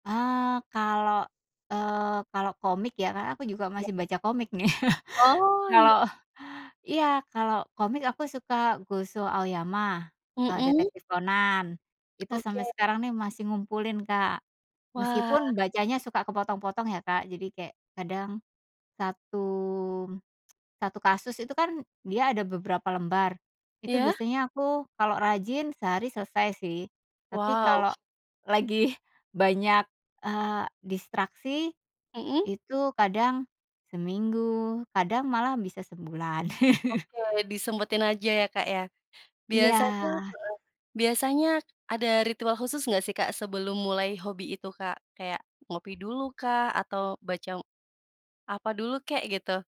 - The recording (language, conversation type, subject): Indonesian, podcast, Bagaimana caramu masuk ke kondisi fokus saat sedang asyik menjalani hobi?
- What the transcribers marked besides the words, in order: chuckle; tsk; chuckle